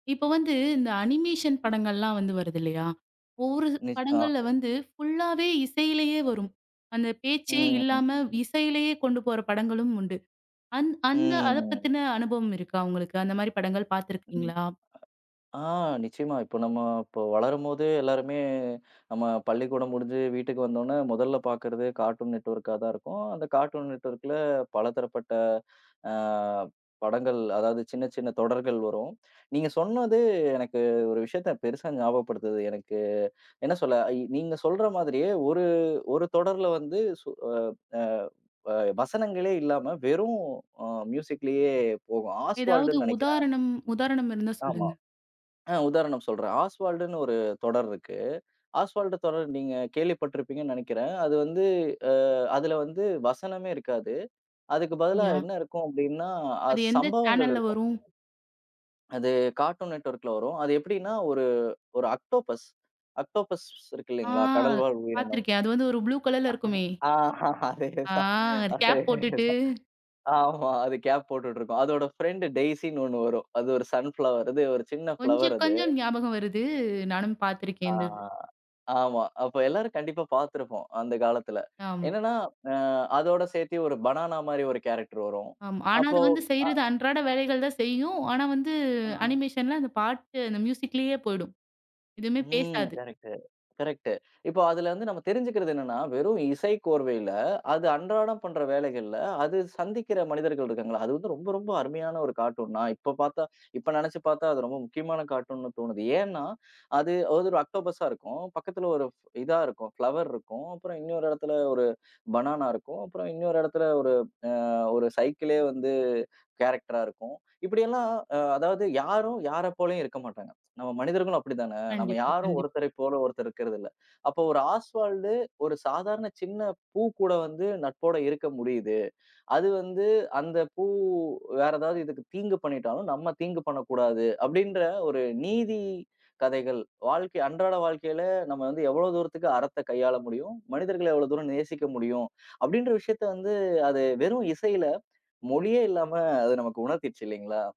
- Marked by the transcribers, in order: in English: "அனிமேஷன்"; other noise; drawn out: "ம்"; in English: "கார்ட்டூன் நெட்ஒர்க்கா"; in English: "கார்ட்டூன் நெட்ஒர்க்குல"; in English: "ஆஸ்வால்டுன்னு"; in English: "ஆஸ்வால்டுன்னு"; in English: "ஆஸ்வால்டு"; in English: "கார்ட்டூன் நெட்ஒர்க்குல"; in English: "ஆக்டோபஸ் ஆக்டோபஸ்"; laughing while speaking: "அஹ, அதே தான் அதே தான். ஆமா அது கேப் போட்டுட்டு இருக்கும்"; in English: "ப்ளூ"; laughing while speaking: "ஆஹ் அது கேப் போட்டுட்டு"; tapping; in English: "சன் ஃபிளவர்"; in English: "ஃபிளவர்"; in English: "கேரக்டர்"; in English: "அனிமேஷன்ல"; in English: "கரெக்ட்டு, கரெக்ட்டு"; in English: "கார்ட்டூன்"; in English: "கார்ட்டூன்ன்னு"; in English: "ஆக்டோபஸா"; in English: "பிலோவேர்"; in English: "பனானா"; in English: "கேரக்டரா"; in English: "ஆஸ்வால்டு"
- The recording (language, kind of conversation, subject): Tamil, podcast, படங்கள், பாடல்கள், கதையமைப்பு ஆகியவற்றை ஒரே படைப்பாக இயல்பாக கலக்க நீங்கள் முயற்சி செய்வீர்களா?